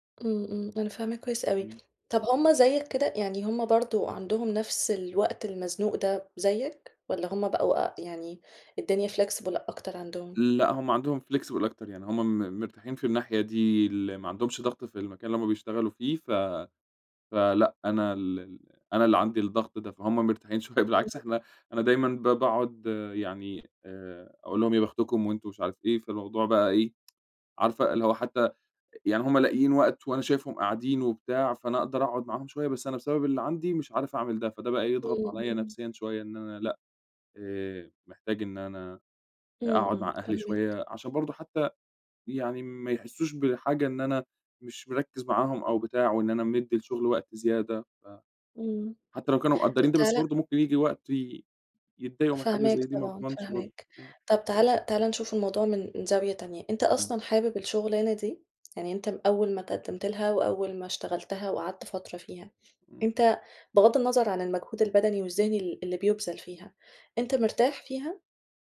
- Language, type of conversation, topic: Arabic, advice, إزاي أتعامل مع الإرهاق من ضغط الشغل وقلة الوقت مع العيلة؟
- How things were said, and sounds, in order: in English: "flexible"; in English: "flexible"; unintelligible speech; laughing while speaking: "بالعكس"; tsk